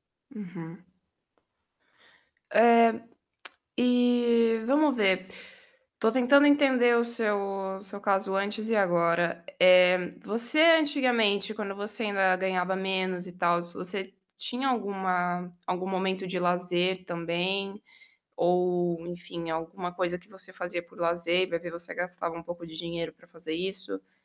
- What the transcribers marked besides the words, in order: tapping; tongue click
- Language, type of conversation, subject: Portuguese, advice, Como posso manter um orçamento e controlar gastos impulsivos?